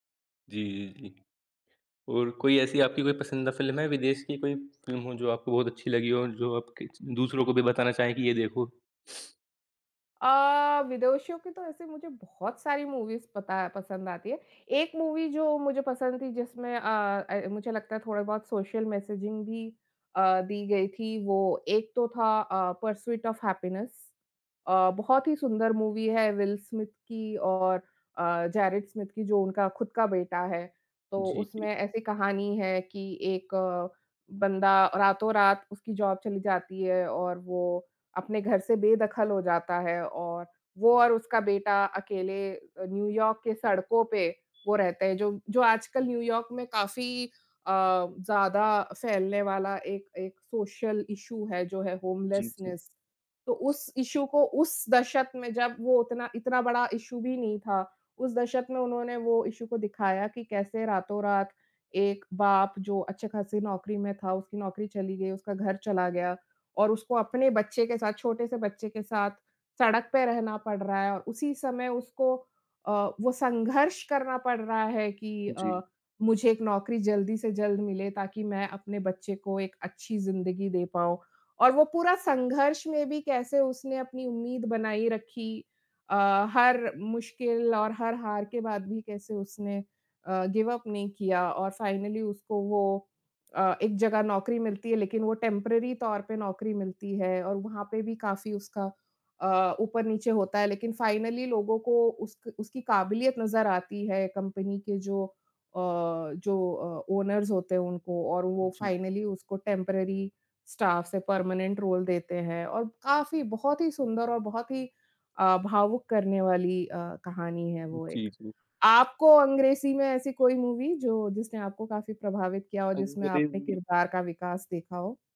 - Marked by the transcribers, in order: tapping; other background noise; "विदेशीयों" said as "विदोषियों"; in English: "मूवीज़"; in English: "सोशल मेसेजिंग"; in English: "जॉब"; in English: "सोशल इश्यू"; in English: "होमलेसनेस"; in English: "इश्यू"; in English: "इश्यू"; in English: "इश्यू"; in English: "गिव अप"; in English: "फाइनली"; in English: "टेम्पररी"; in English: "फाइनली"; in English: "ओनर्स"; in English: "फाइनली"; in English: "टेम्पररी स्टाफ़"; in English: "परमानेंट रोल"
- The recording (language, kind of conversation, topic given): Hindi, unstructured, क्या फिल्म के किरदारों का विकास कहानी को बेहतर बनाता है?